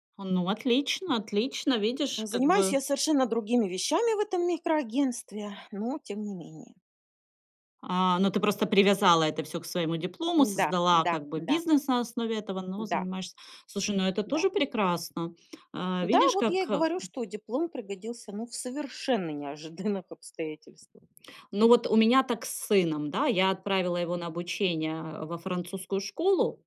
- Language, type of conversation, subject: Russian, podcast, Почему у школьников часто пропадает мотивация?
- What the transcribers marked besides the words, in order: tapping; laughing while speaking: "неожиданных обстоятельствах"